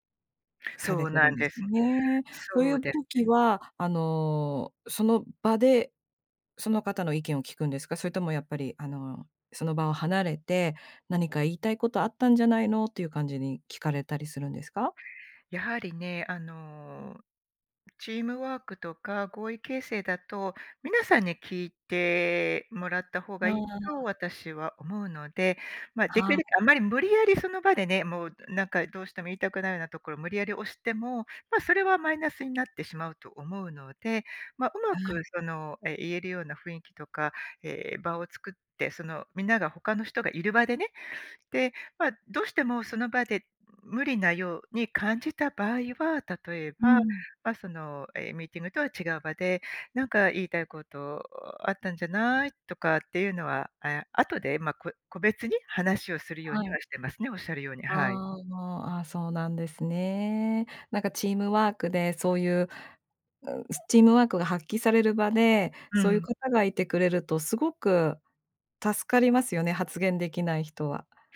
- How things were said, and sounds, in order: none
- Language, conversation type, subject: Japanese, podcast, 周りの目を気にしてしまうのはどんなときですか？